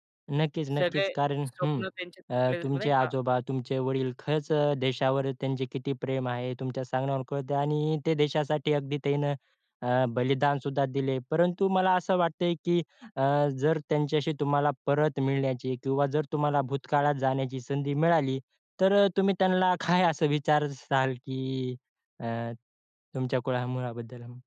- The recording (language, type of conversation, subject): Marathi, podcast, तुमच्या वडिलांच्या किंवा आजोबांच्या मूळ गावाबद्दल तुम्हाला काय माहिती आहे?
- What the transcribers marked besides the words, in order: other noise; "विचाराल" said as "विचारसाल"